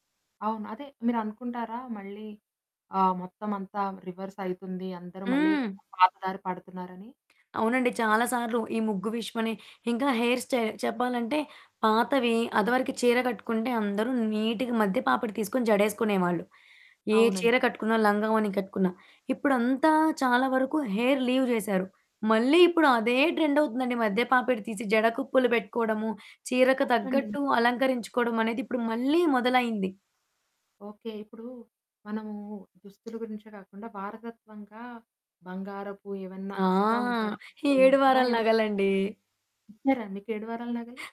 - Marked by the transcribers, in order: static; other background noise; in English: "హెయిర్ స్టైల్"; in English: "హెయిర్ లీవ్"; distorted speech; laughing while speaking: "ఏడు వారాల"
- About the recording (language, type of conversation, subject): Telugu, podcast, పాత దుస్తులు, వారసత్వ వస్త్రాలు మీకు ఏ అర్థాన్ని ఇస్తాయి?